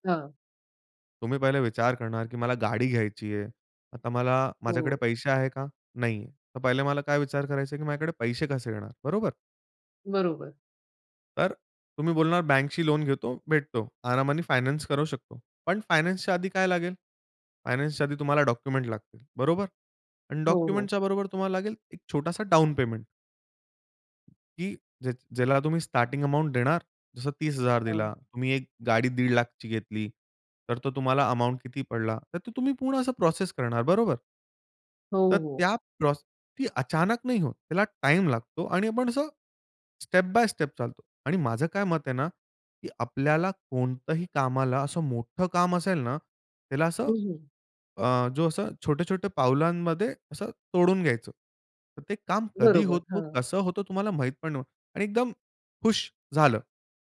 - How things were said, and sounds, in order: in English: "डॉक्युमेंट्स"; other noise; in English: "डॉक्युमेंटच्या"; in English: "स्टार्टिंग"; in English: "स्टेप बाय स्टेप"
- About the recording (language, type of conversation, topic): Marathi, podcast, तुम्ही तुमची कामांची यादी व्यवस्थापित करताना कोणते नियम पाळता?